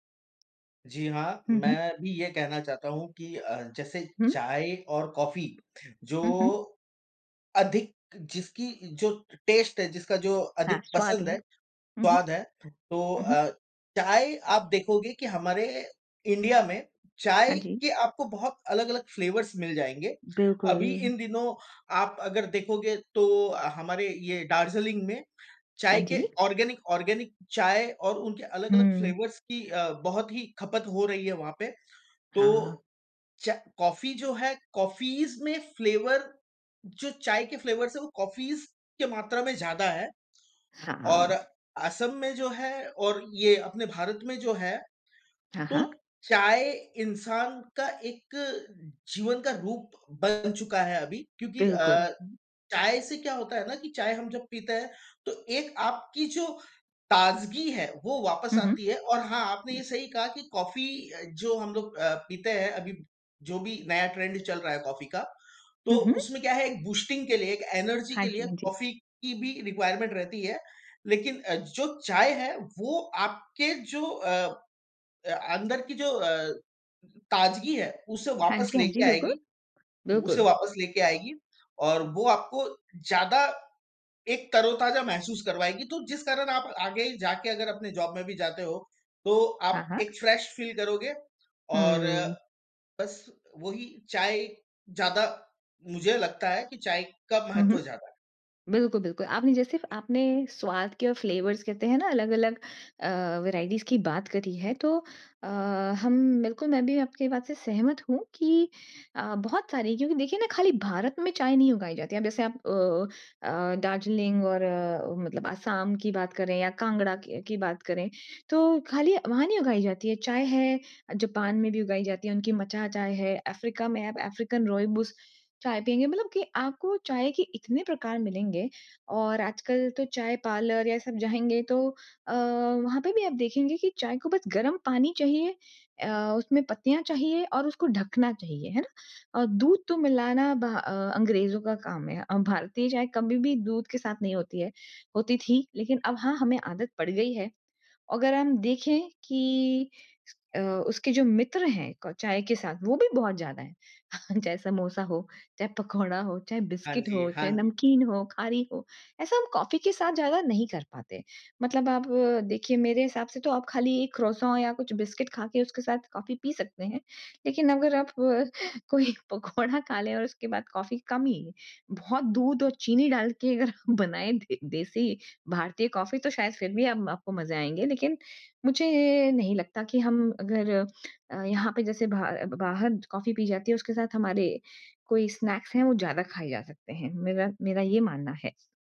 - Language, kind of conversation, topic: Hindi, unstructured, आप चाय या कॉफी में से क्या पसंद करते हैं, और क्यों?
- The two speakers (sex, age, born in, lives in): female, 40-44, India, Netherlands; male, 40-44, India, India
- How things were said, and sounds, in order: in English: "टेस्ट"; in English: "फ़्लेवर्स"; in English: "ऑर्गेनिक ऑर्गेनिक"; in English: "फ़्लेवर्स"; in English: "कॉफ़ीज़"; in English: "फ़्लेवर"; in English: "फ़्लेवर्स"; in English: "कॉफ़ीज़"; other background noise; in English: "ट्रेंड"; in English: "बूस्टिंग"; in English: "एनर्जी"; in English: "रिक्वायरमेंट"; in English: "जॉब"; in English: "फ्रेश फ़ील"; in English: "फ़्लेवर्स"; in English: "वेराइटीज़"; chuckle; in English: "स्नैक्स"